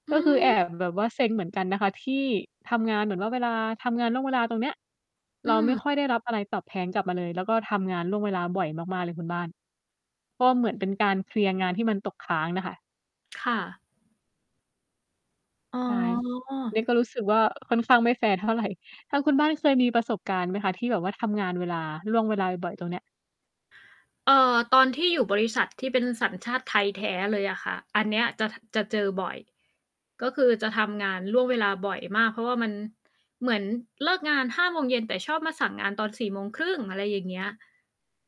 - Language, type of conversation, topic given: Thai, unstructured, คุณคิดว่าควรให้ค่าตอบแทนการทำงานล่วงเวลาอย่างไร?
- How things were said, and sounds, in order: distorted speech; other background noise; laughing while speaking: "เท่าไร"